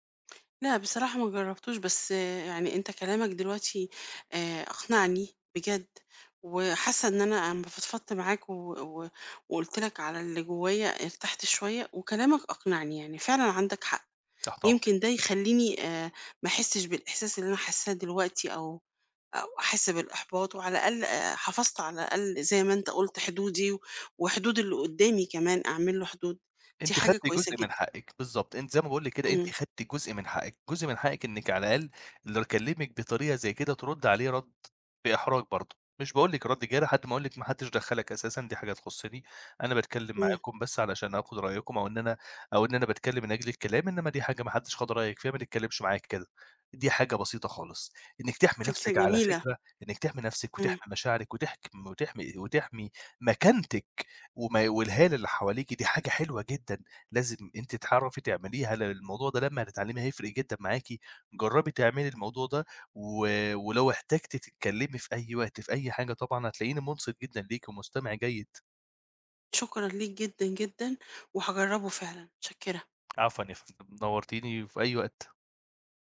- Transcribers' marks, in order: tapping; other background noise
- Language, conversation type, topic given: Arabic, advice, إزاي أرد على صاحبي لما يقوللي كلام نقد جارح؟